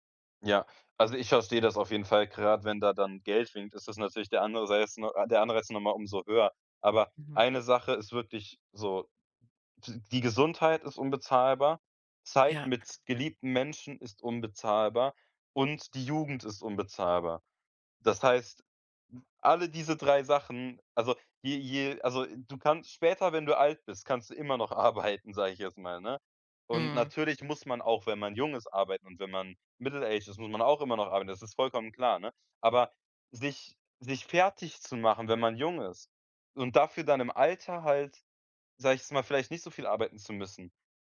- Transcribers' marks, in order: laughing while speaking: "arbeiten"; in English: "middle-aged"
- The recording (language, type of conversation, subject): German, advice, Wie plane ich eine Reise stressfrei und ohne Zeitdruck?